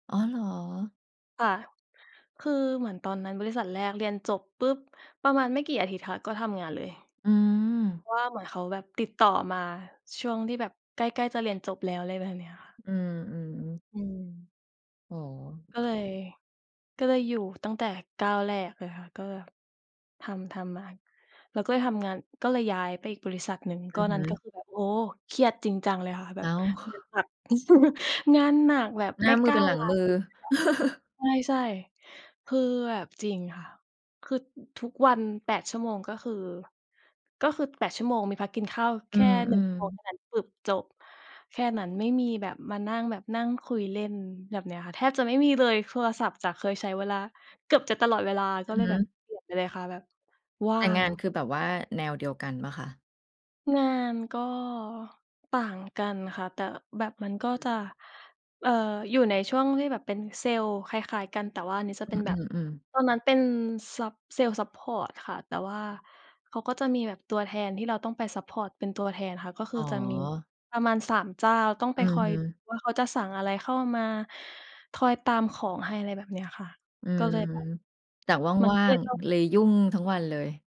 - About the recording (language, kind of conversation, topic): Thai, unstructured, คุณอยากเห็นตัวเองในอีก 5 ปีข้างหน้าเป็นอย่างไร?
- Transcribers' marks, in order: giggle; laugh